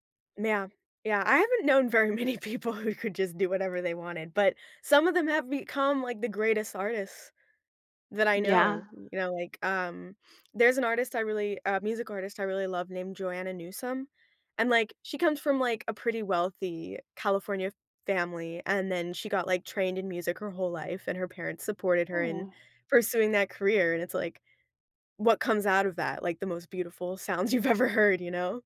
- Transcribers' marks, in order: laughing while speaking: "many people who"; laughing while speaking: "you've ever heard"
- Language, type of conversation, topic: English, unstructured, Do you prefer working from home or working in an office?